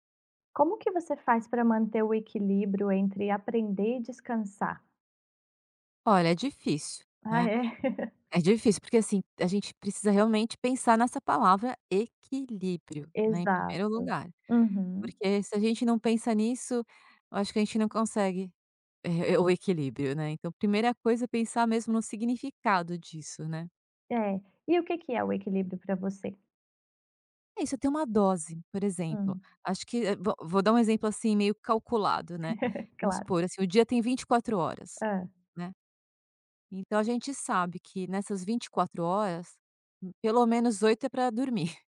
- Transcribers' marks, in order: chuckle; tapping; stressed: "equilíbrio"; laugh; chuckle
- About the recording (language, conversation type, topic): Portuguese, podcast, Como você mantém equilíbrio entre aprender e descansar?